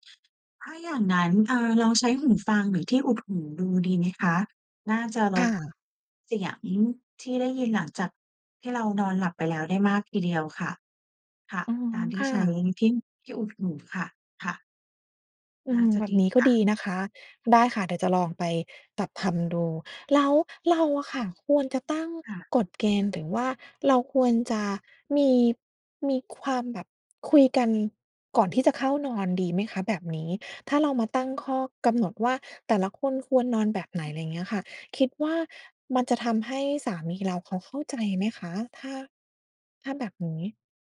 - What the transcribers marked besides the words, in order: "ทำ" said as "ทัน"
- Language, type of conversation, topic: Thai, advice, ต่างเวลาเข้านอนกับคนรักทำให้ทะเลาะกันเรื่องการนอน ควรทำอย่างไรดี?